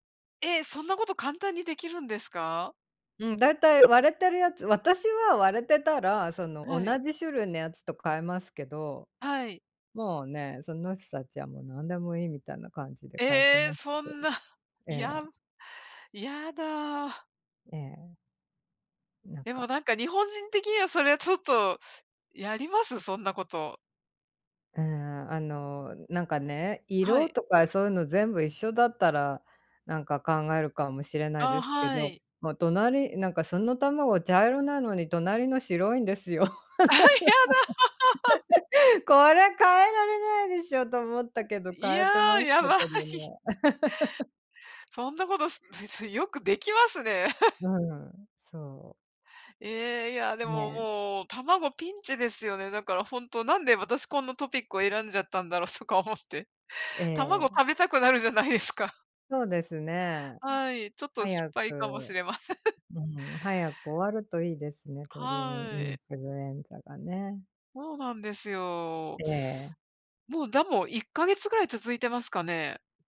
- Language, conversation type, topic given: Japanese, unstructured, たまご焼きとオムレツでは、どちらが好きですか？
- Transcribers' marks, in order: other background noise; tapping; joyful: "あ、やだ"; laugh; unintelligible speech; laughing while speaking: "やばい"; laugh; chuckle; laughing while speaking: "しれません"